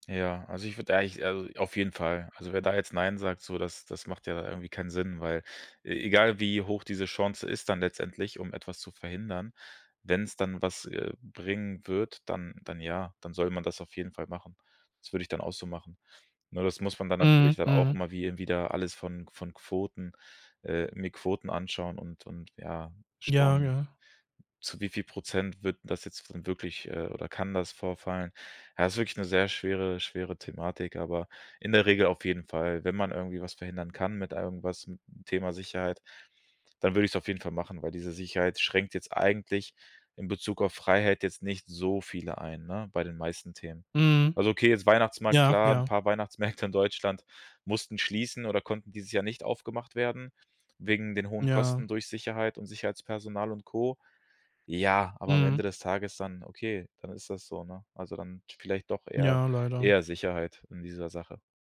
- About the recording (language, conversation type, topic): German, podcast, Mal ehrlich: Was ist dir wichtiger – Sicherheit oder Freiheit?
- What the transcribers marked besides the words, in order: none